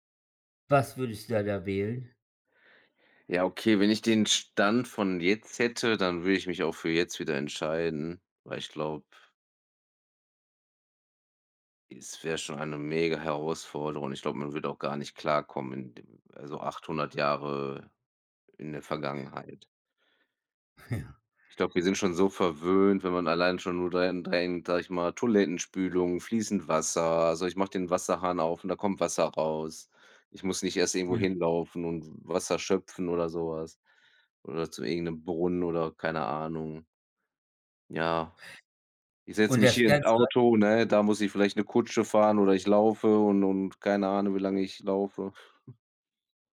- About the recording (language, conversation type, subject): German, unstructured, Welche wissenschaftliche Entdeckung findest du am faszinierendsten?
- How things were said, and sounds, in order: laughing while speaking: "Ja"; snort